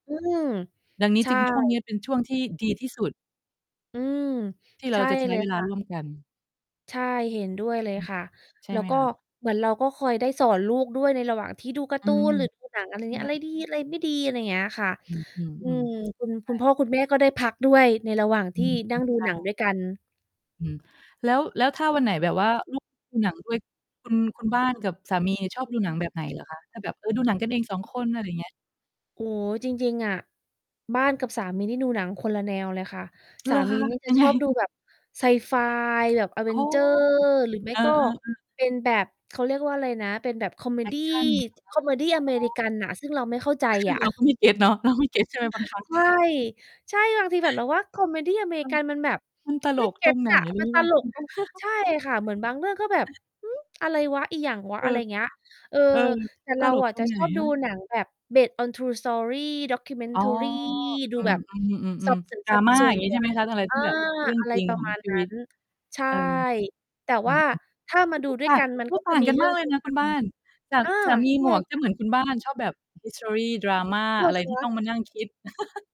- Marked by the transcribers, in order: mechanical hum; other background noise; other noise; distorted speech; tapping; laughing while speaking: "ยังไง ?"; laughing while speaking: "คือเราก็ไม่เก็ตเนาะ เราไม่"; chuckle; tsk; chuckle; bird; in English: "based on true story, documentary"; unintelligible speech; unintelligible speech; in English: "ฮิสทรี"; laugh
- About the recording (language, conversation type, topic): Thai, unstructured, การดูหนังร่วมกับครอบครัวมีความหมายอย่างไรสำหรับคุณ?